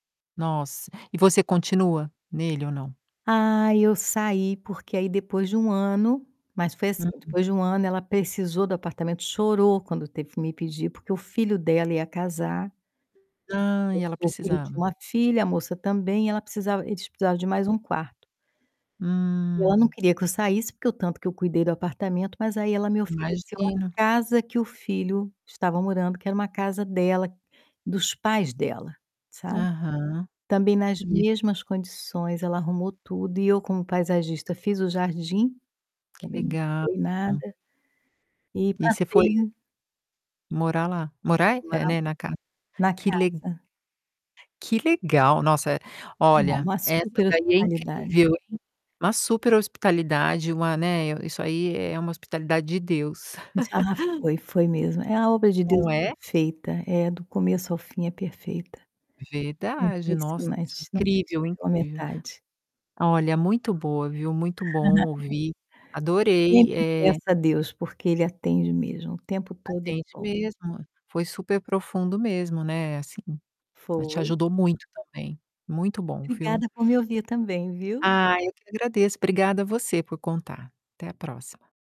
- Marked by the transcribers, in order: other background noise; tapping; distorted speech; static; laugh; laugh
- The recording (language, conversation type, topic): Portuguese, podcast, Que exemplo de hospitalidade local te marcou profundamente?